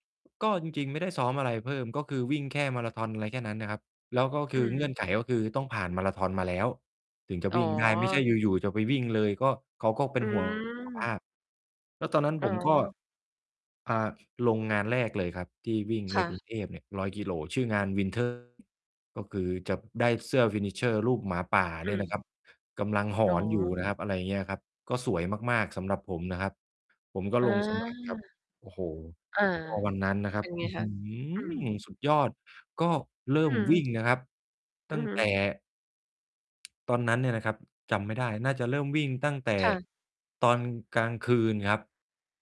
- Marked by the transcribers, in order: distorted speech; other background noise; in English: "Finisher"; mechanical hum
- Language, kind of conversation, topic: Thai, podcast, มีกิจวัตรดูแลสุขภาพอะไรบ้างที่ทำแล้วชีวิตคุณเปลี่ยนไปอย่างเห็นได้ชัด?